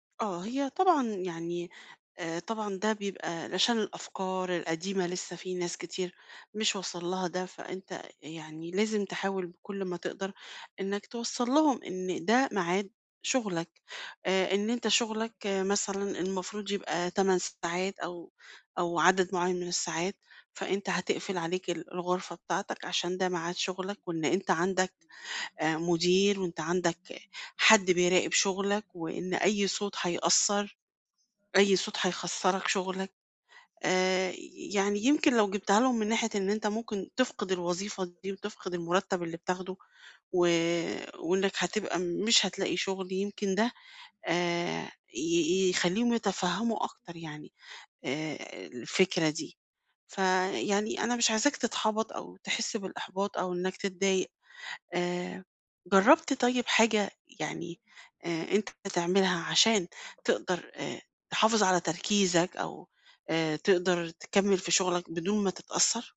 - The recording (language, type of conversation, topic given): Arabic, advice, ازاي أقدر أركز وأنا شغال من البيت؟
- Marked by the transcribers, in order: background speech; other background noise